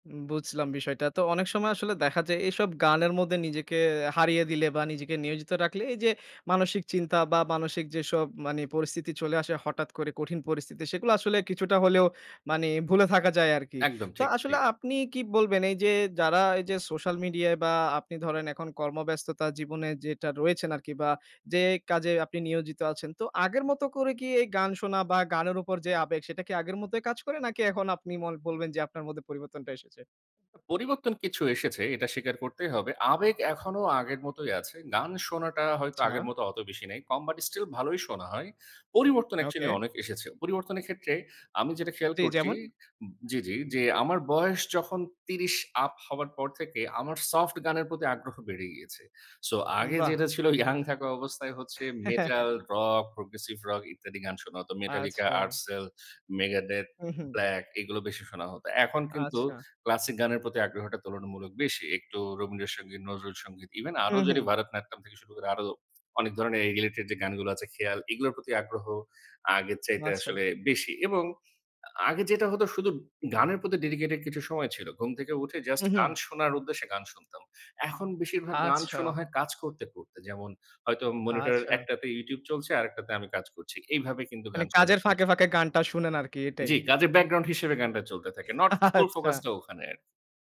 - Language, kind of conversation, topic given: Bengali, podcast, কোন গানটি আপনাকে অন্যরকম করে তুলেছিল, আর কীভাবে?
- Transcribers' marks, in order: other background noise; "আচ্ছা" said as "চ্ছা"; laughing while speaking: "ইয়ং থাকা"; chuckle; laughing while speaking: "আচ্ছা"; in English: "নট ফুল ফোকাস"